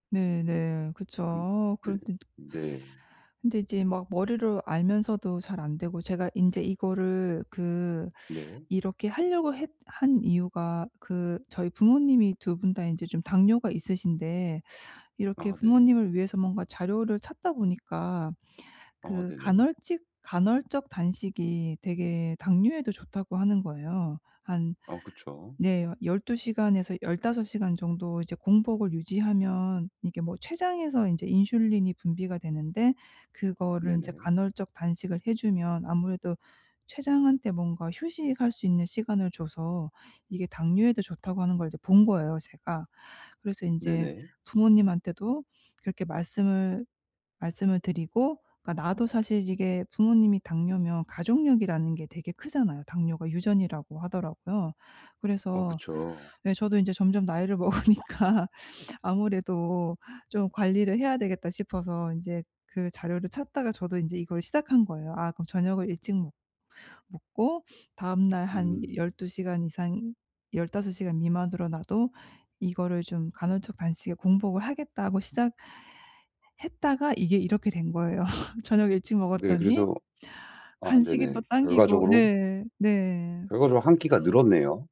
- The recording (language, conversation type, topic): Korean, advice, 유혹을 더 잘 관리하고 자기조절력을 키우려면 어떻게 시작해야 하나요?
- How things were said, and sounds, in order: laughing while speaking: "먹으니까"; tapping; sniff; laugh